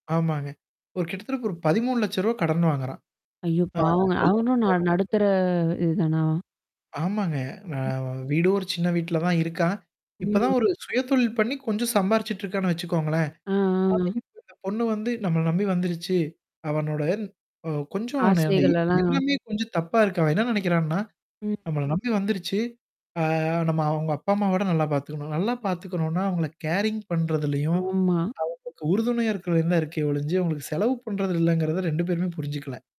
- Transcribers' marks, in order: other background noise; static; tapping; unintelligible speech; distorted speech; other noise; in English: "கேரிங்"
- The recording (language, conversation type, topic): Tamil, podcast, சமூக ஊடகங்களில் இருந்து வரும் அழுத்தம் மனநலத்தை எப்படிப் பாதிக்கிறது?